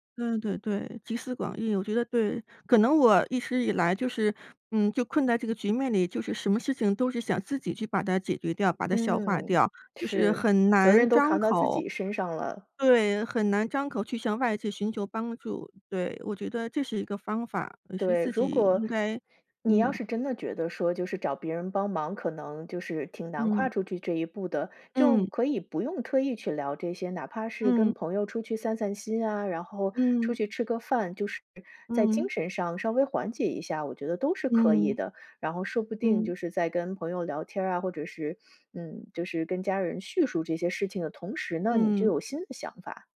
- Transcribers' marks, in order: none
- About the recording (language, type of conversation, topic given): Chinese, advice, 我睡前总是感到焦虑、难以放松，该怎么办？